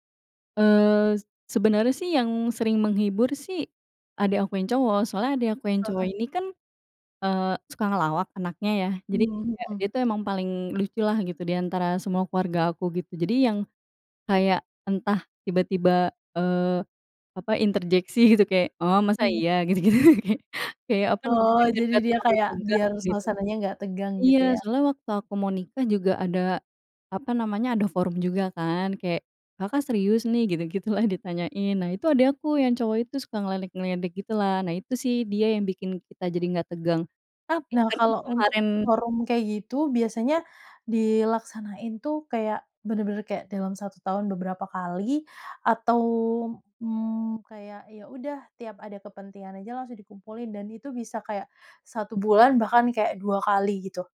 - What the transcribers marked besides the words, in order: laughing while speaking: "interjeksi"; laughing while speaking: "Gitu-gitu, kayak"; unintelligible speech; laughing while speaking: "Gitu-gitulah"; other animal sound; other background noise
- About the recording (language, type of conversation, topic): Indonesian, podcast, Bagaimana kalian biasanya menyelesaikan konflik dalam keluarga?